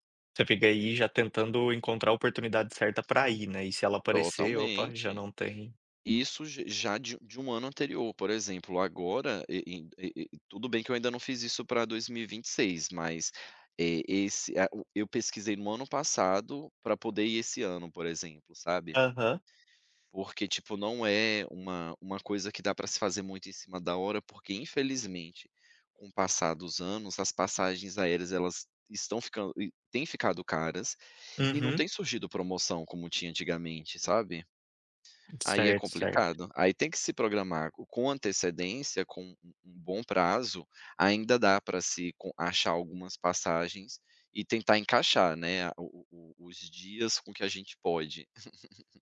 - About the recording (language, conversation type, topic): Portuguese, podcast, Qual festa ou tradição mais conecta você à sua identidade?
- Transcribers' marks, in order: chuckle